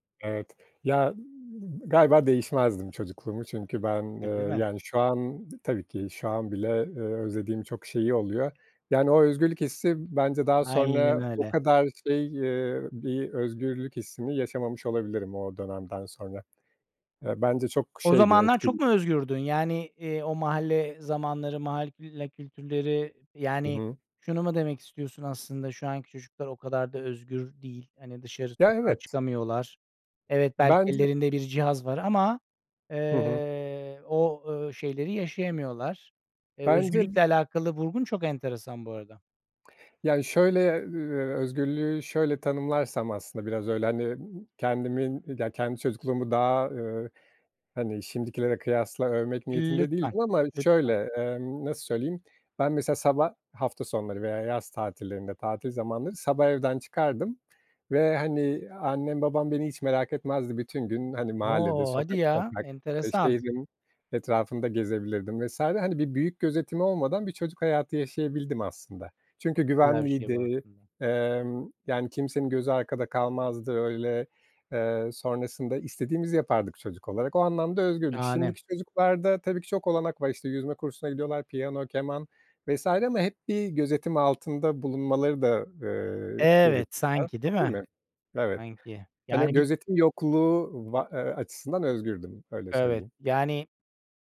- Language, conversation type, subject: Turkish, podcast, Eğitim yolculuğun nasıl başladı, anlatır mısın?
- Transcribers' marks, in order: other noise; tapping; other background noise; drawn out: "Lütfen"; unintelligible speech